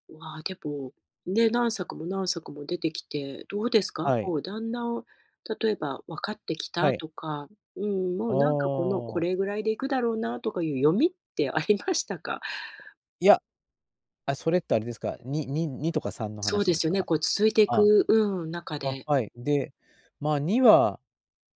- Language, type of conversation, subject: Japanese, podcast, 映画で一番好きな主人公は誰で、好きな理由は何ですか？
- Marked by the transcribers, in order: laughing while speaking: "ありましたか？"; other noise